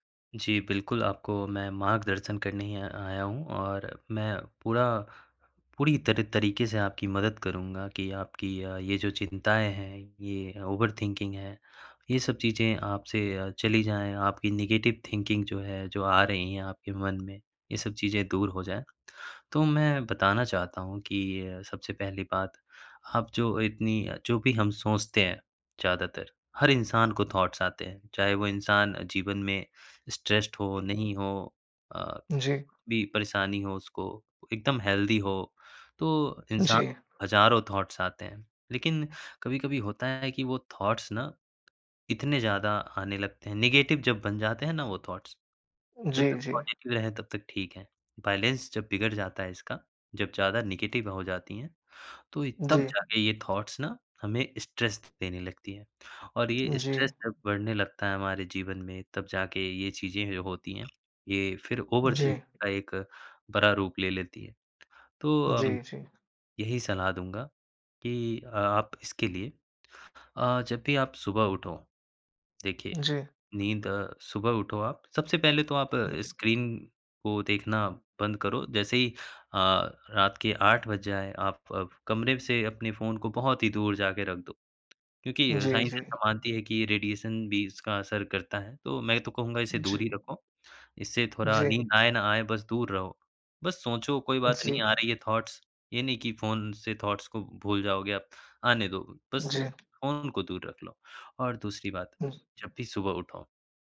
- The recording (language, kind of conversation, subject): Hindi, advice, क्या ज़्यादा सोचने और चिंता की वजह से आपको नींद नहीं आती है?
- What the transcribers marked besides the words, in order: in English: "ओवरथिंकिंग"; in English: "नेगेटिव थिंकिंग"; in English: "थॉट्स"; in English: "स्ट्रेस्ड"; tapping; in English: "हेल्दी"; in English: "थॉट्स"; in English: "थॉट्स"; in English: "नेगेटिव"; in English: "थॉट्स"; in English: "पॉजिटिव"; in English: "बैलेंस"; in English: "नेगेटिव"; in English: "थॉट्स"; in English: "स्ट्रेस"; in English: "स्ट्रेस"; in English: "ओवरथिंकिंग"; in English: "साइंस"; in English: "रेडिएशन"; in English: "थॉट्स"; in English: "थॉट्स"